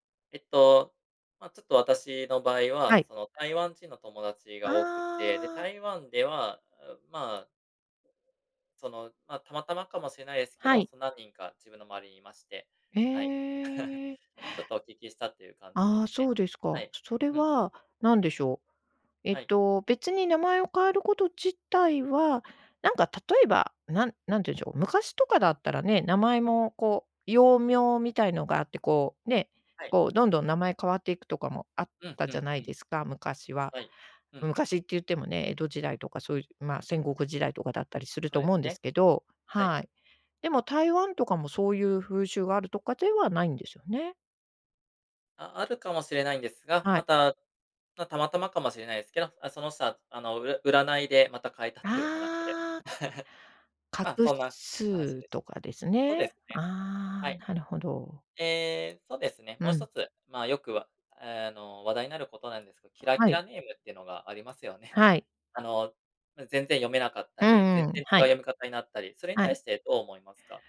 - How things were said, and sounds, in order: chuckle; chuckle; giggle
- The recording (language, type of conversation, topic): Japanese, podcast, 名前の由来や呼び方について教えてくれますか？